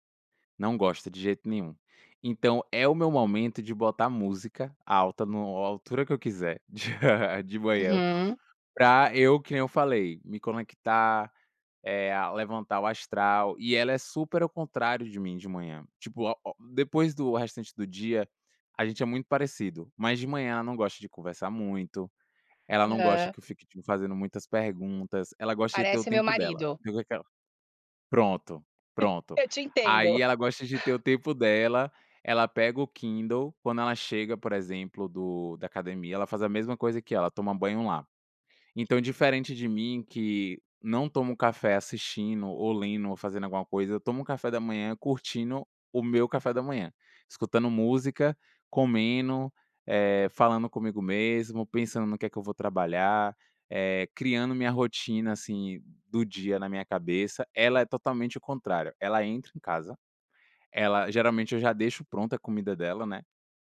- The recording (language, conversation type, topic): Portuguese, podcast, Como é a rotina matinal aí na sua família?
- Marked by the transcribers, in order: laugh; tapping; chuckle